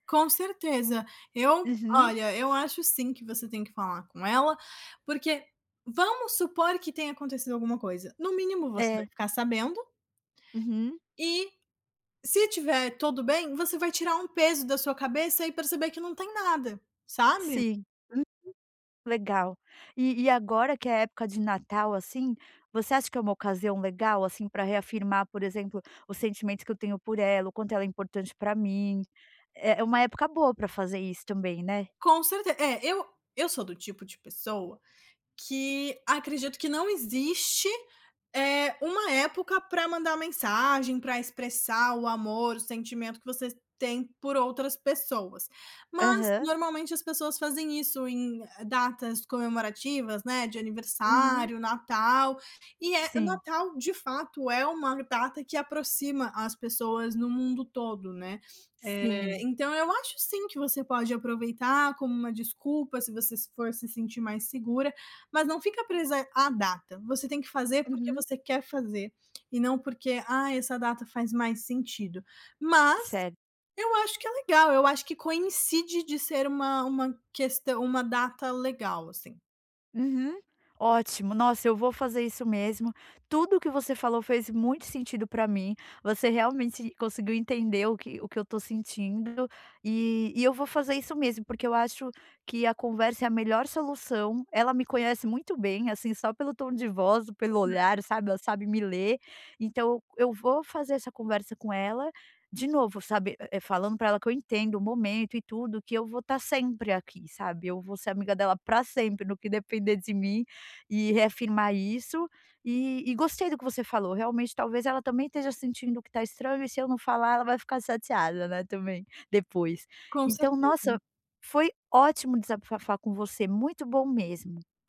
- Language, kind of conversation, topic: Portuguese, advice, Como posso aceitar quando uma amizade muda e sinto que estamos nos distanciando?
- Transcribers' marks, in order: tapping; sniff; other background noise; unintelligible speech; "desabafar" said as "desabafafar"